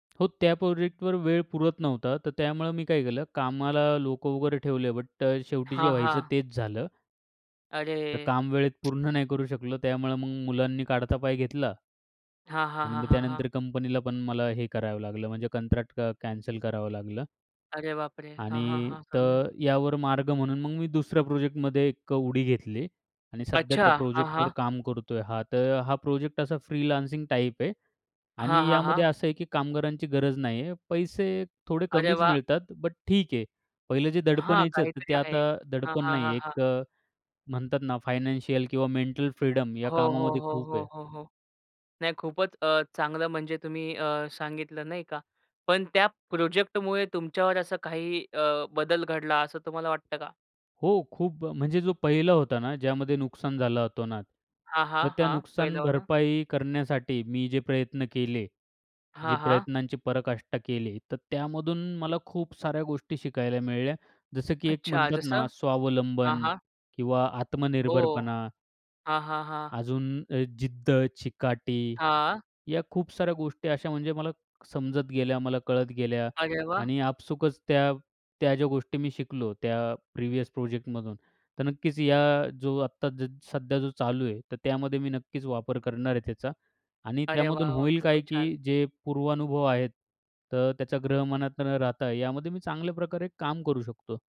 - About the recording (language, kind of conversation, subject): Marathi, podcast, असा कोणता प्रकल्प होता ज्यामुळे तुमचा दृष्टीकोन बदलला?
- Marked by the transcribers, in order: tapping; other background noise; tsk; in English: "फ्रीलान्सिंग"; "मिळाल्या" said as "मिळल्या"